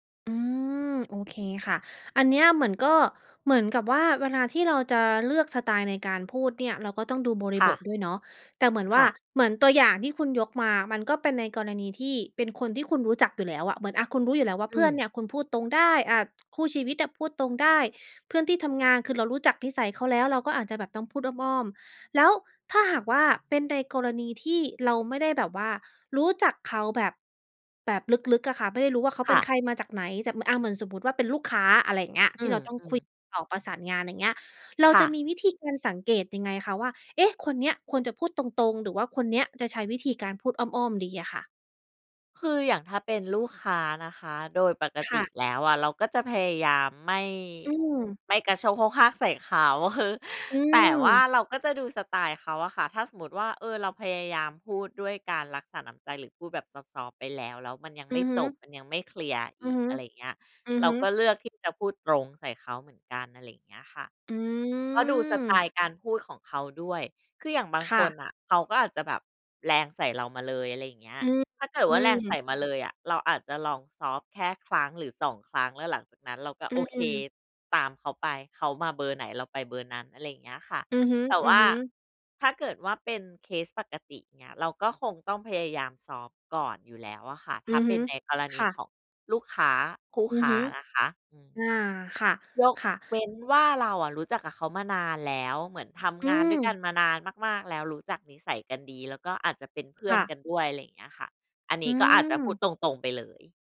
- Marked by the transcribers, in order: drawn out: "อืม"; tapping
- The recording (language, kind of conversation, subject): Thai, podcast, เวลาถูกให้ข้อสังเกต คุณชอบให้คนพูดตรงๆ หรือพูดอ้อมๆ มากกว่ากัน?
- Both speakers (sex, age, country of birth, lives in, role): female, 35-39, Thailand, United States, host; female, 40-44, Thailand, Thailand, guest